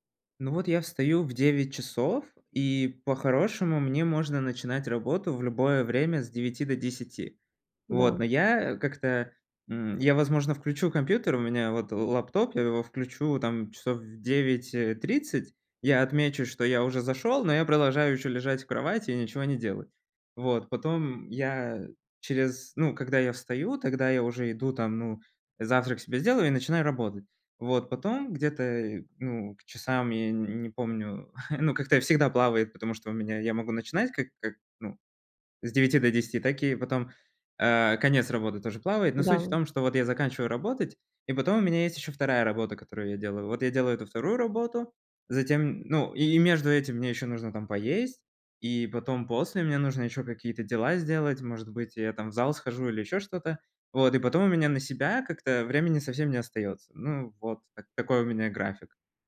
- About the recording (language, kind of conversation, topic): Russian, advice, Как мне просыпаться бодрее и побороть утреннюю вялость?
- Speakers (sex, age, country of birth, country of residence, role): female, 40-44, Russia, Italy, advisor; male, 30-34, Latvia, Poland, user
- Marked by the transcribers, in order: tapping; chuckle